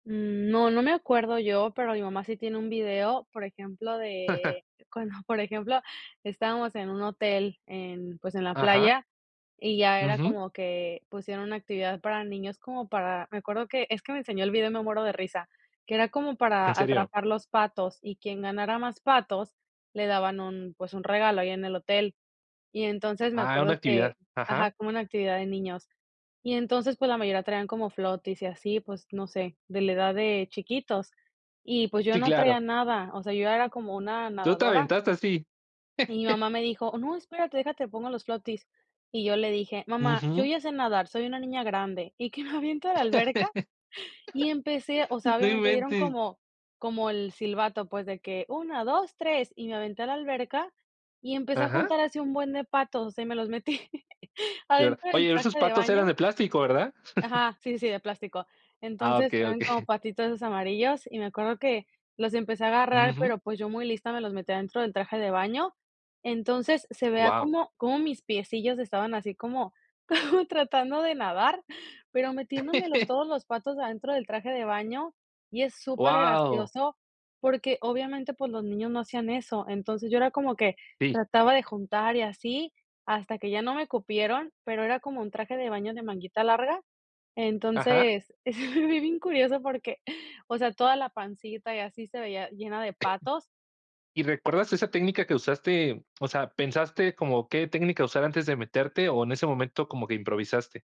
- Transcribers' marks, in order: chuckle; other background noise; chuckle; laugh; laughing while speaking: "Y qué me aviento"; laughing while speaking: "metí"; chuckle; chuckle; other noise; laughing while speaking: "como"; chuckle; laughing while speaking: "es bi bien"; tapping
- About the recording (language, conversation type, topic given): Spanish, podcast, ¿Qué te apasiona hacer en tu tiempo libre?